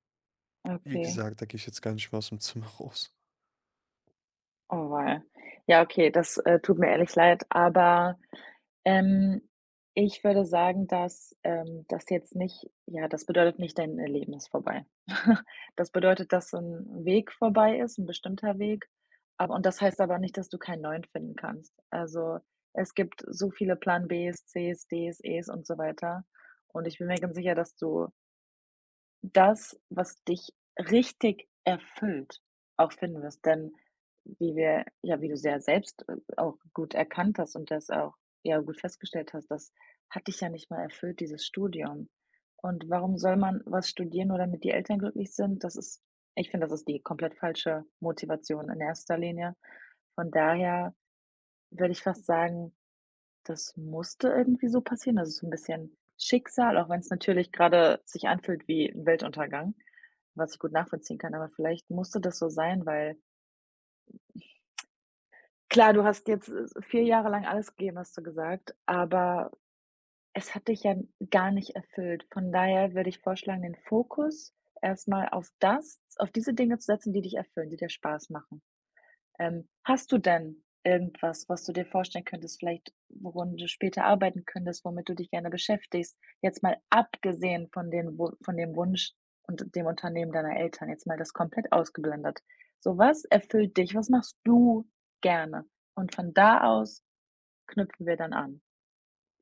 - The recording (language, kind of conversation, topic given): German, advice, Wie erlebst du nächtliches Grübeln, Schlaflosigkeit und Einsamkeit?
- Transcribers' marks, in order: tapping; other background noise; snort; stressed: "richtig erfüllt"; other noise; tsk; stressed: "das"; stressed: "abgesehen"; stressed: "du"